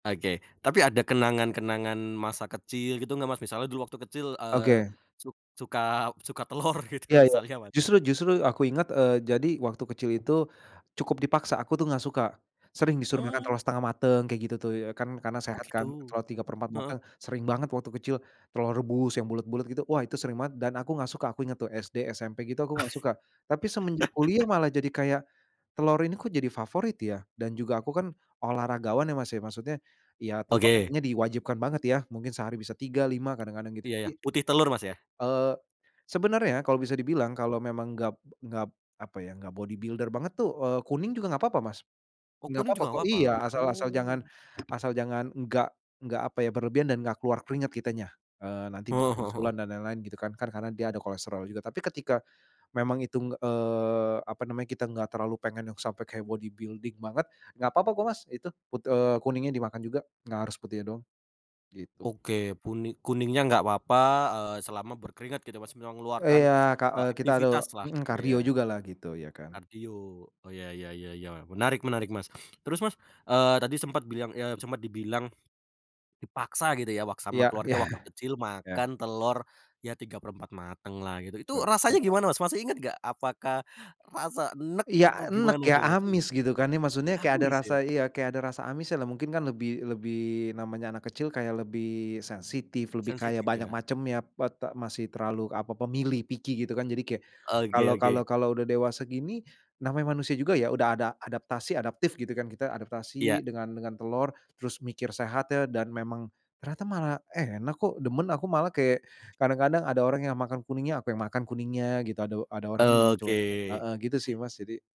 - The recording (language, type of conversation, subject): Indonesian, podcast, Apa sarapan favoritmu, dan kenapa kamu memilihnya?
- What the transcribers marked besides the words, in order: laughing while speaking: "telor gitu"; tapping; laugh; other background noise; in English: "body builder"; in English: "body building"; laughing while speaking: "iya"; in English: "picky"